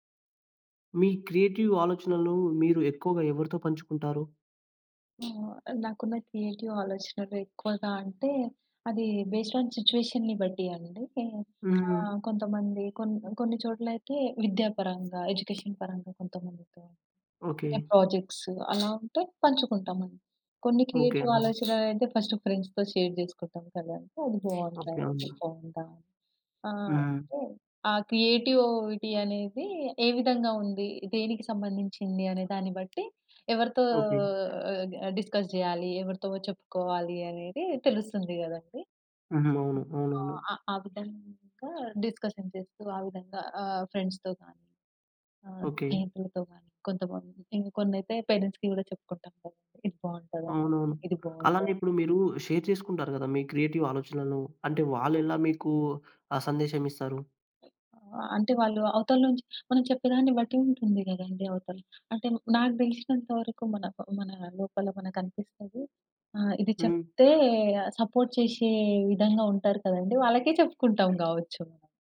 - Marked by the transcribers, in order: in English: "క్రియేటివ్"; other background noise; in English: "క్రియేటివ్"; in English: "బేస్డ్ ఆన్ సిచ్యుయేషన్‌ని"; in English: "ఎడ్యుకేషన్"; in English: "క్రియేటివ్"; in English: "ఫస్ట్ ఫ్రెండ్స్‌తో షేర్"; in English: "డిస్కస్"; in English: "డిస్కషన్"; in English: "ఫ్రెండ్స్‌తో"; in English: "పేరెంట్స్‌కి"; in English: "షేర్"; in English: "క్రియేటివ్"; in English: "సపోర్ట్"
- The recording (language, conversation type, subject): Telugu, podcast, మీరు మీ సృజనాత్మక గుర్తింపును ఎక్కువగా ఎవరితో పంచుకుంటారు?